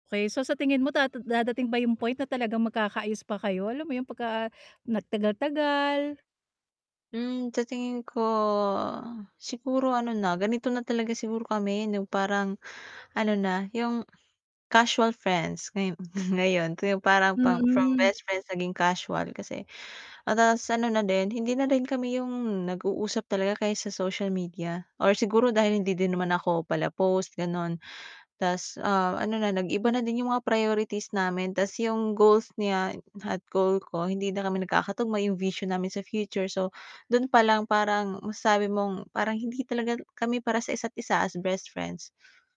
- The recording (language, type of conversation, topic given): Filipino, podcast, Paano ka nagpapasya kung mananatili ka o aalis sa isang relasyon?
- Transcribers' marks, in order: background speech; mechanical hum; drawn out: "ko"; other background noise; chuckle; distorted speech; static; tapping